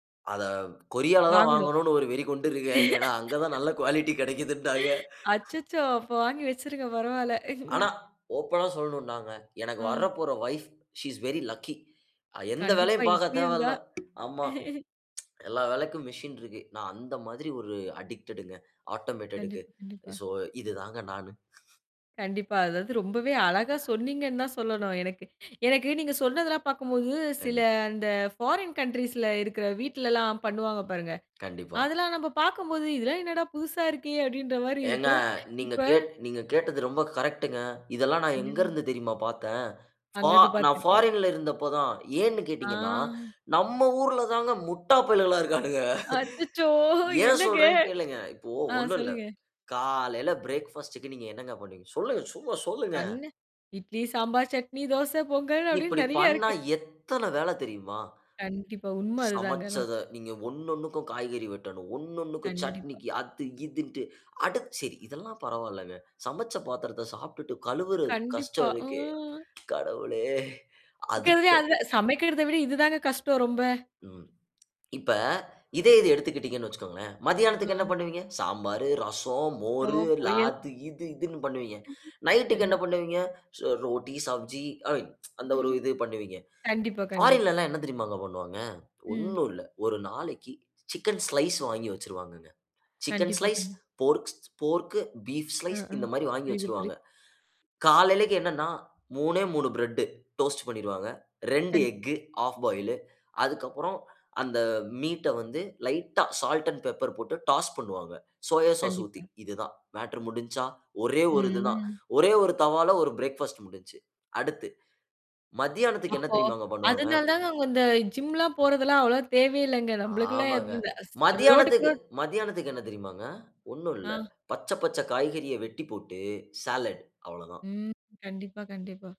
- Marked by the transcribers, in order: laugh; laughing while speaking: "நல்ல குவாலிட்டி கிடைக்குதுன்னாங்க"; in English: "குவாலிட்டி"; laughing while speaking: "அச்சச்சோ! அப்ப வாங்கி வச்சிருங்க. பரவால்ல"; other noise; in English: "வைஃப், ஷி இஸ் வெரி லக்கி!"; tapping; tsk; laugh; in English: "அடிக்ட்டடுங்க, ஆட்டோமேட்டடுக்கு"; other background noise; in English: "ஃபாரின் கன்ட்ரீஸ்ல"; laughing while speaking: "அப்படின்ற மாறி இருக்கும். இப்ப"; in English: "ஃபாரின்ல"; drawn out: "ஆ"; laughing while speaking: "முட்டாப்பயலுகளா இருக்கானுக"; laughing while speaking: "அச்சச்சோ! என்னங்க? ஆ. சொல்லுங்க"; in English: "பிரேக்ஃபாஸ்ட்‌க்கு"; laughing while speaking: "அப்படின்னு நிறைய இருக்கு"; drawn out: "ம்"; sad: "கடவுளே!"; "அது" said as "லாது"; unintelligible speech; tsk; chuckle; in English: "ஃபாரின்ல"; in English: "சிக்கன் ஸ்லைஸ்"; in English: "சிக்கன் ஸ்லைஸ், போர்க்ஸ் போர்க்கு, பீஃப் ஸ்லைஸ்"; in English: "பிரெட்டு டோஸ்ட்"; in English: "எக்கு ஹால்ஃப் பாயிலு"; in English: "மீட்‌ட"; in English: "லைட்‌டா, சால்ட் அண்ட் பெப்பர்"; in English: "டாஸ்"; in English: "சோயா சாஸ்"; in English: "பிரேக்ஃபாஸ்ட்"; unintelligible speech; in English: "ஸாலட்"
- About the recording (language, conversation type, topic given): Tamil, podcast, பணிகளை தானியங்கியாக்க எந்த சாதனங்கள் அதிகமாக பயனுள்ளதாக இருக்கின்றன என்று நீங்கள் நினைக்கிறீர்கள்?